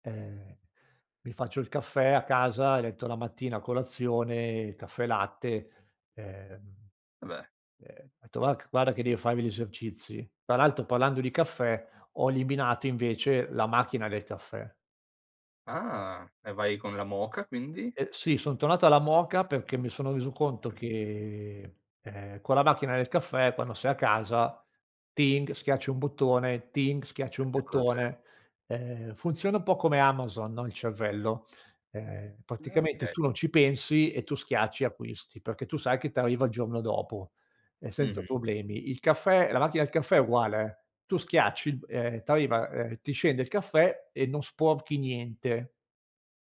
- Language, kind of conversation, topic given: Italian, podcast, Quali piccole abitudini ti hanno davvero cambiato la vita?
- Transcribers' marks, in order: none